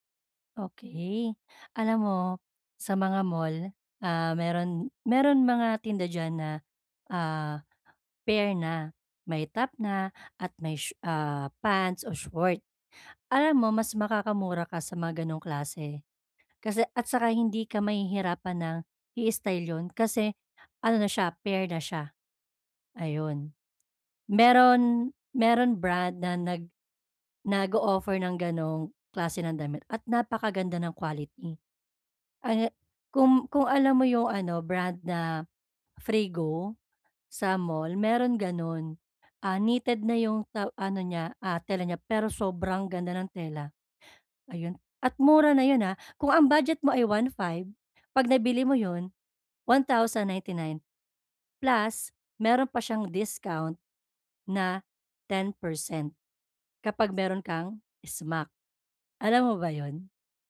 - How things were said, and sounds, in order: tapping; other background noise
- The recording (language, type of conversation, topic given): Filipino, advice, Paano ako makakapamili ng damit na may estilo nang hindi lumalampas sa badyet?